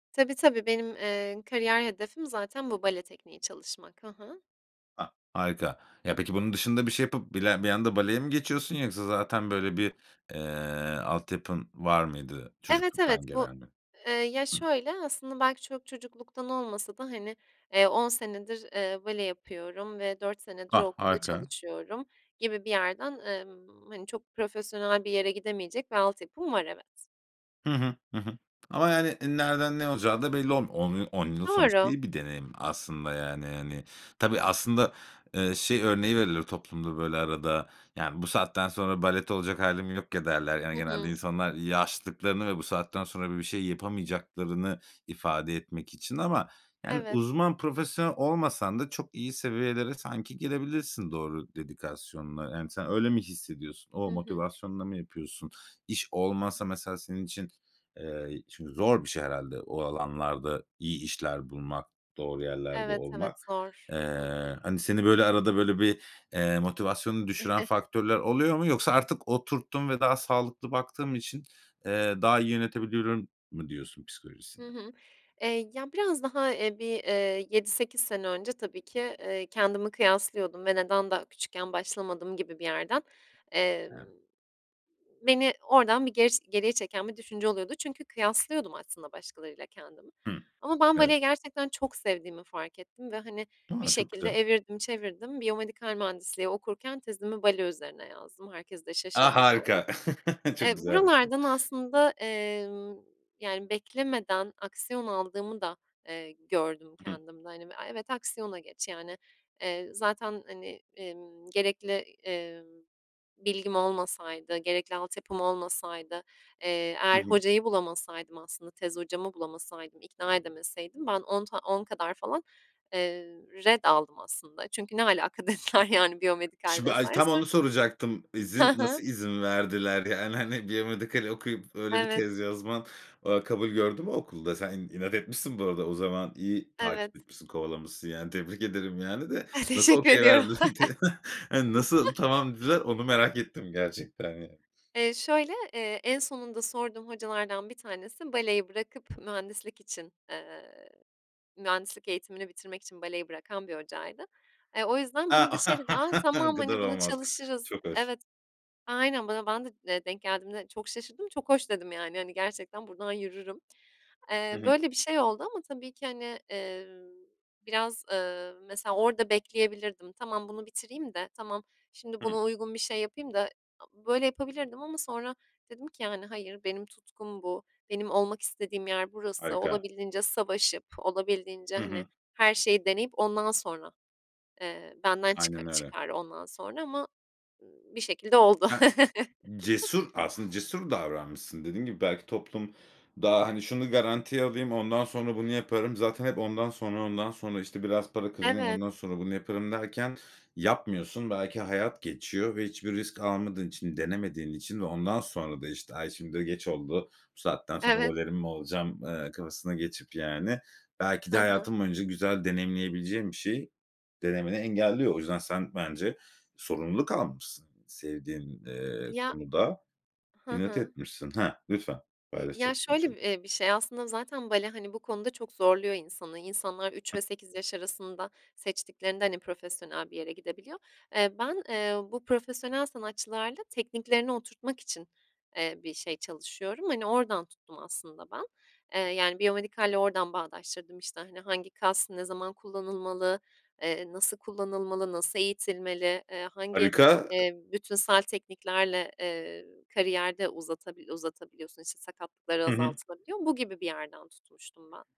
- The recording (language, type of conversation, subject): Turkish, podcast, En doğru olanı beklemek seni durdurur mu?
- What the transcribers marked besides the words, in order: other background noise; tapping; in English: "dedikasyonla"; chuckle; other noise; chuckle; "ret" said as "red"; laughing while speaking: "dediler"; laughing while speaking: "Teşekkür ediyorum"; in English: "okay"; laughing while speaking: "verdi t"; chuckle; chuckle; chuckle; unintelligible speech